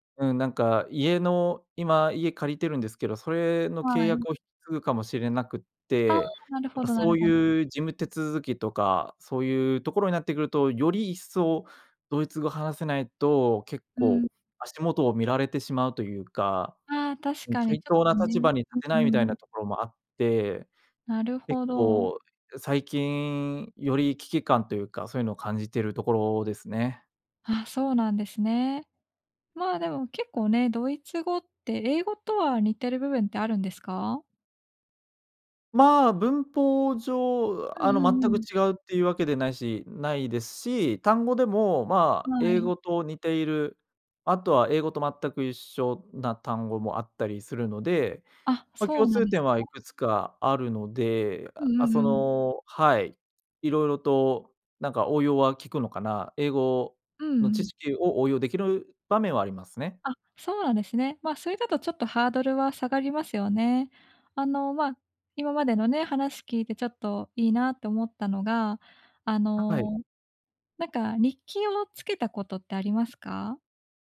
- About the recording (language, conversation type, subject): Japanese, advice, 最初はやる気があるのにすぐ飽きてしまうのですが、どうすれば続けられますか？
- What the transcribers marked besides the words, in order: none